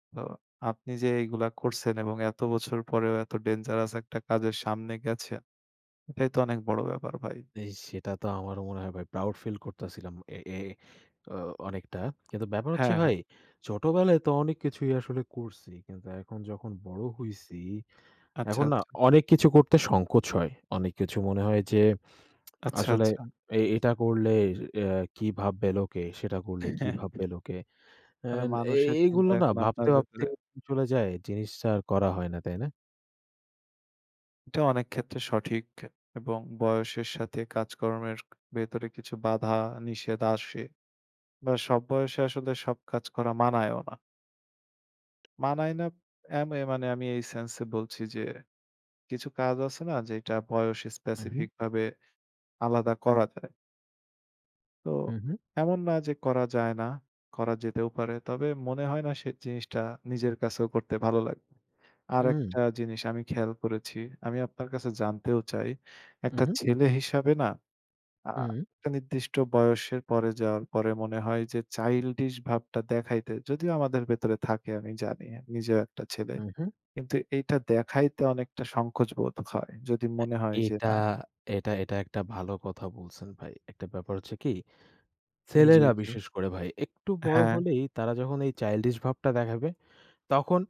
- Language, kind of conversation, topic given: Bengali, unstructured, তোমার সবচেয়ে প্রিয় শৈশবের স্মৃতি কী?
- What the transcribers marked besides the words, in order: other background noise; laughing while speaking: "হ্যাঁ"; unintelligible speech